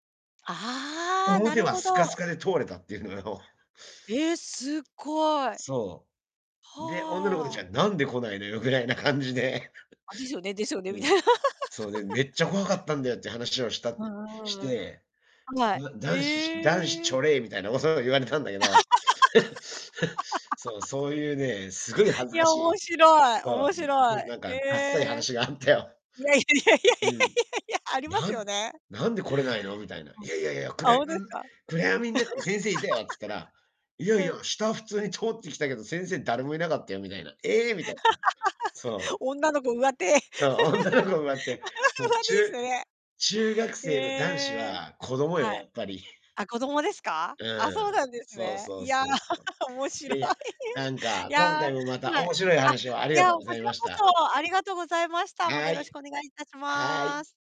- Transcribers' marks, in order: laugh; drawn out: "へえ"; laugh; chuckle; distorted speech; laughing while speaking: "あったよ"; laughing while speaking: "いや いや いや"; laugh; unintelligible speech; laugh; laugh; laughing while speaking: "上手ですよね"; laughing while speaking: "女の子"; laugh; laughing while speaking: "面白い"
- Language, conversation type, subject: Japanese, unstructured, 子どもの頃の一番好きな思い出は何ですか？